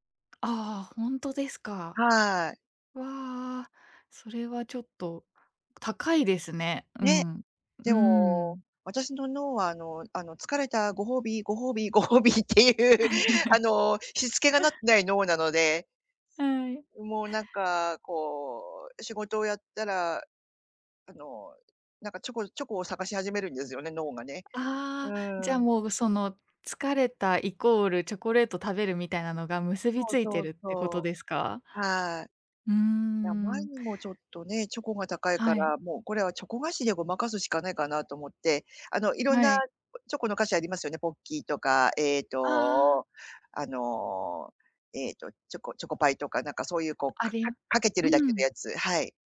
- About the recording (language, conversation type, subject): Japanese, advice, 日々の無駄遣いを減らしたいのに誘惑に負けてしまうのは、どうすれば防げますか？
- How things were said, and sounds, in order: laughing while speaking: "ご褒美っていう"; laugh; other noise